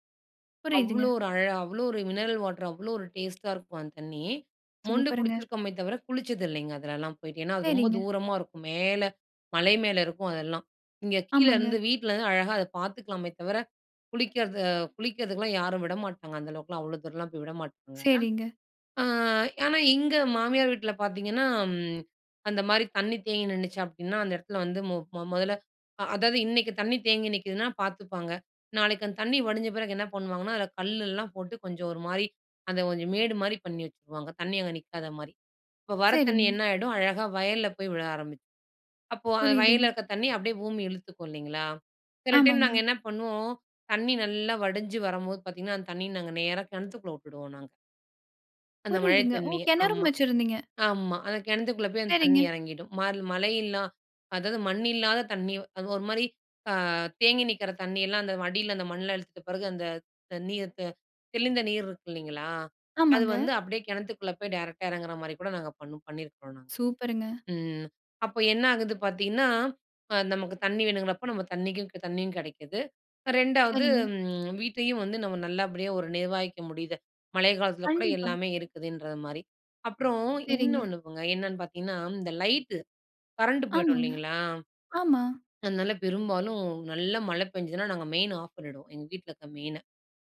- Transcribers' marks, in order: in English: "மினரல் வாட்டரு"; in English: "டேஸ்ட்டா"; in English: "டைரக்ட்டா"; in English: "மெயின் ஆஃப்"; in English: "மெயின"
- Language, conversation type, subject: Tamil, podcast, மழைக்காலம் வருவதற்கு முன் வீட்டை எந்த விதத்தில் தயார் செய்கிறீர்கள்?